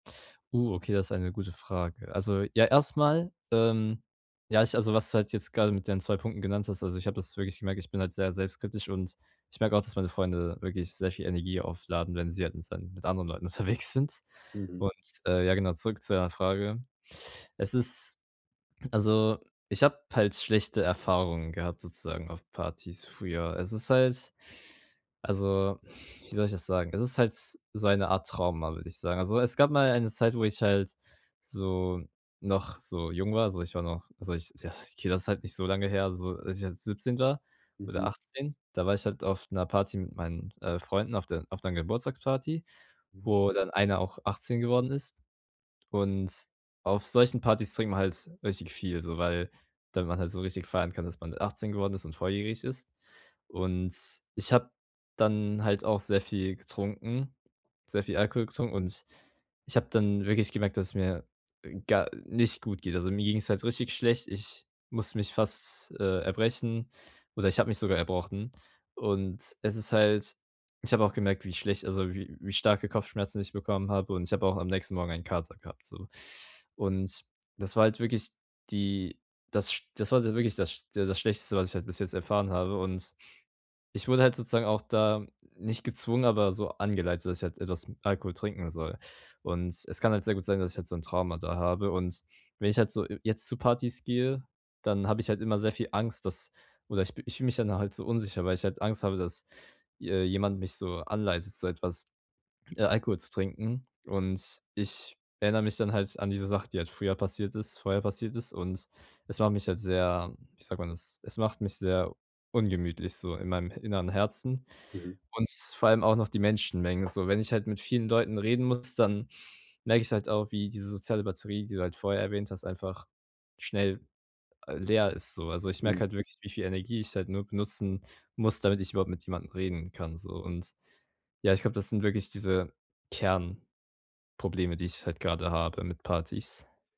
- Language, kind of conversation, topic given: German, advice, Wie kann ich mich beim Feiern mit Freunden sicherer fühlen?
- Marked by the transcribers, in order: laughing while speaking: "unterwegs sind"